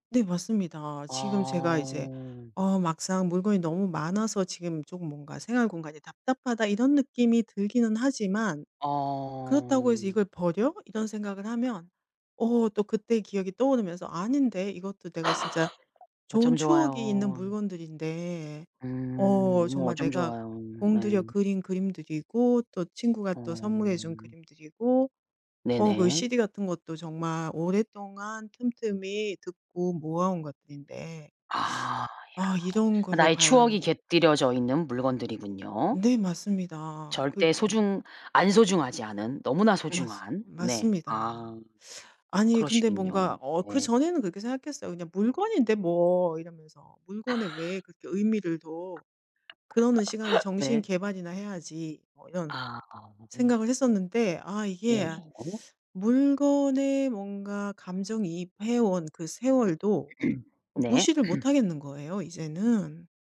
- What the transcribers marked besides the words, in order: laugh; other background noise; other noise; laugh; unintelligible speech; throat clearing
- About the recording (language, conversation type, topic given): Korean, advice, 집에 물건이 너무 많아 생활 공간이 답답할 때 어떻게 정리하면 좋을까요?